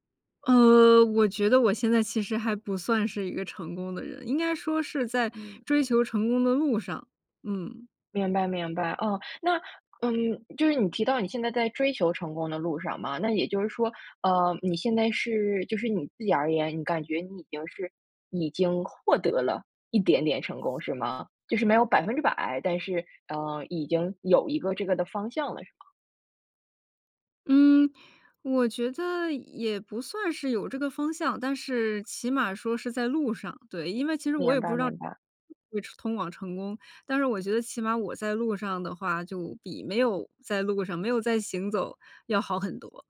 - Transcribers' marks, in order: none
- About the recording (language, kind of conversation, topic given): Chinese, podcast, 你会如何在成功与幸福之间做取舍？